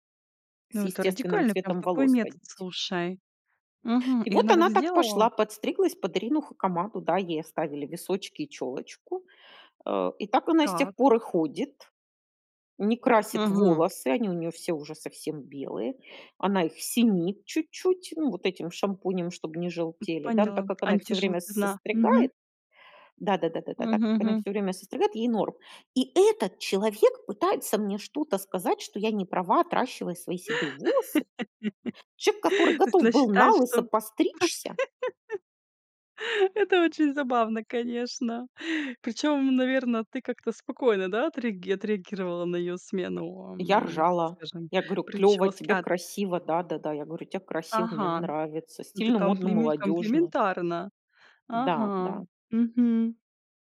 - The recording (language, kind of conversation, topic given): Russian, podcast, Что обычно вдохновляет вас на смену внешности и обновление гардероба?
- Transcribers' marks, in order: tapping; angry: "И этот человек пытается мне … был налысо постричься?"; laugh; laugh; laughing while speaking: "это очень забавно, конечно"